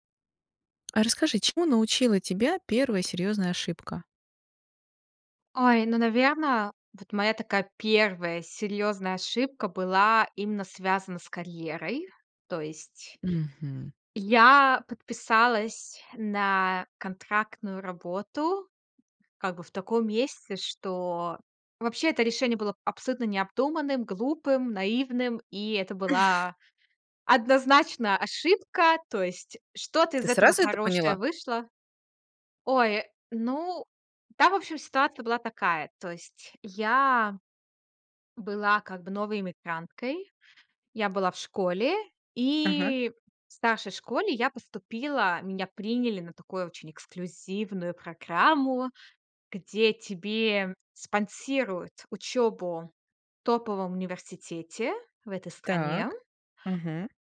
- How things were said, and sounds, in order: chuckle
- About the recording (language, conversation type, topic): Russian, podcast, Чему научила тебя первая серьёзная ошибка?